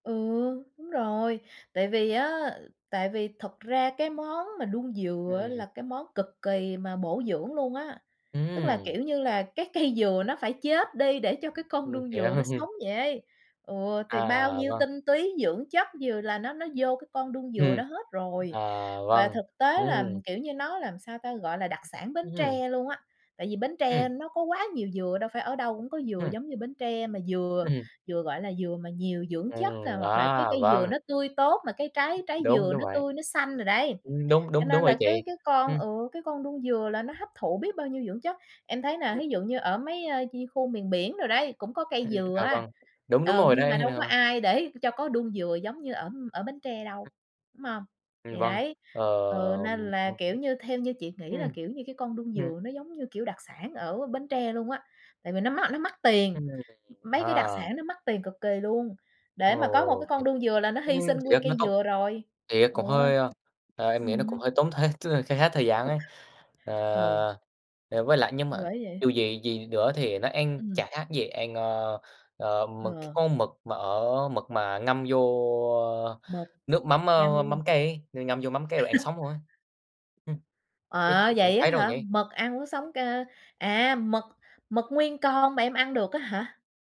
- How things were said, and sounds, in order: laughing while speaking: "cây"; chuckle; laughing while speaking: "Ừm"; unintelligible speech; unintelligible speech; unintelligible speech; "thiệt" said as "thết"; laugh
- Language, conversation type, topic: Vietnamese, unstructured, Có món ăn nào mà nhiều người không chịu được nhưng bạn lại thấy ngon không?